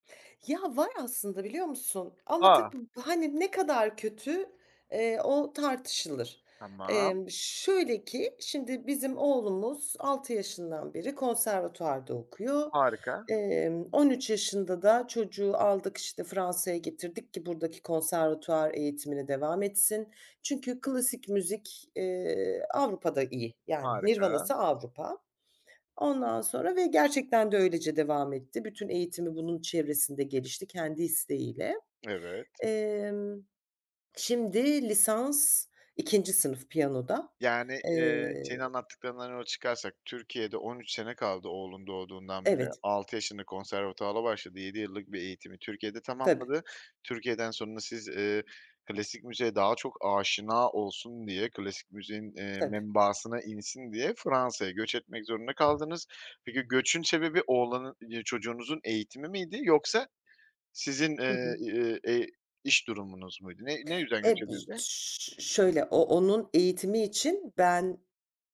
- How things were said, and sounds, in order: tapping; other background noise; unintelligible speech
- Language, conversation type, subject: Turkish, podcast, İlk bakışta kötü görünen ama sonunda iyiye bağlanan bir olayı anlatır mısın?